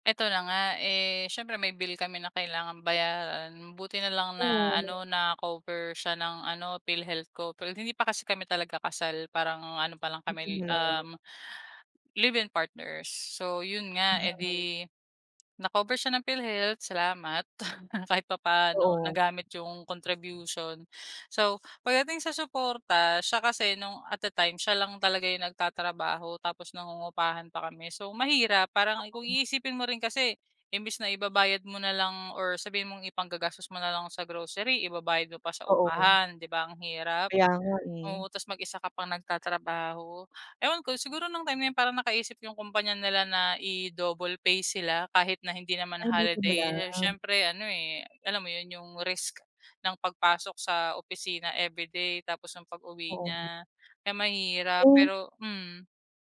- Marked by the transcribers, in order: other background noise; chuckle; unintelligible speech
- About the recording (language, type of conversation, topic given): Filipino, podcast, Paano ninyo sinusuportahan ang isa’t isa sa mga mahihirap na panahon?
- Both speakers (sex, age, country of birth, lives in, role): female, 25-29, Philippines, Philippines, guest; female, 40-44, Philippines, Philippines, host